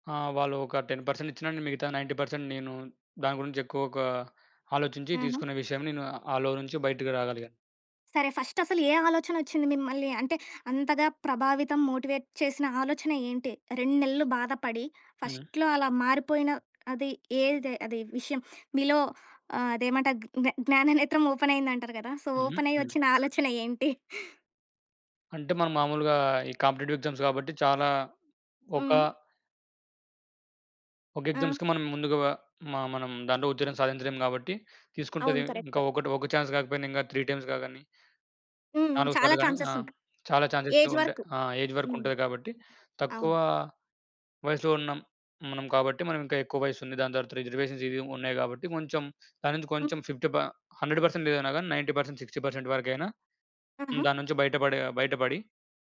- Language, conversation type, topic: Telugu, podcast, నిత్యం మోటివేషన్‌ను నిలకడగా ఉంచుకోవడానికి మీరు ఏమి చేస్తారు?
- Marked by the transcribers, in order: in English: "టెన్ పర్సెంట్"; in English: "నైన్టీ పర్సెంట్"; in English: "లో"; in English: "ఫస్ట్"; in English: "మోటివేట్"; in English: "ఫస్ట్‌లో"; tapping; in English: "ఓపెన్"; in English: "సో, ఓపెన్"; chuckle; in English: "కాంపిటీటివ్ ఎగ్జామ్స్"; in English: "ఎగ్జామ్స్‌కి"; in English: "కరెక్ట్"; in English: "చాన్స్"; in English: "త్రీ టైమ్స్‌గా"; in English: "ఛాన్సెస్"; in English: "ఛాన్సెస్"; in English: "ఏజ్"; in English: "ఏజ్"; in English: "రిజర్వేషన్స్"; in English: "హండ్రెడ్ పర్సెంట్"; in English: "నైన్టీ పర్సెంట్ సిక్స్టీ పర్సెంట్"